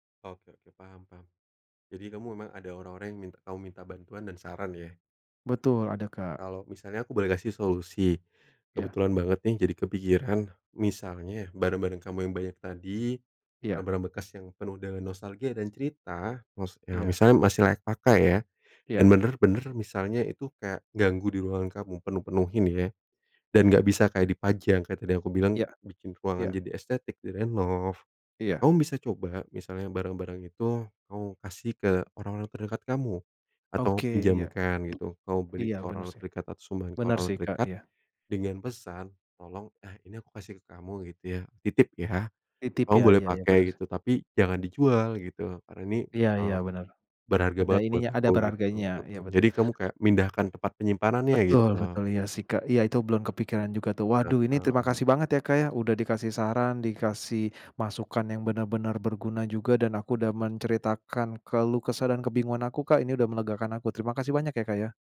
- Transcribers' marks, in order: tapping; other background noise
- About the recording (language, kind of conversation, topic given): Indonesian, advice, Mengapa saya merasa emosional saat menjual barang bekas dan terus menundanya?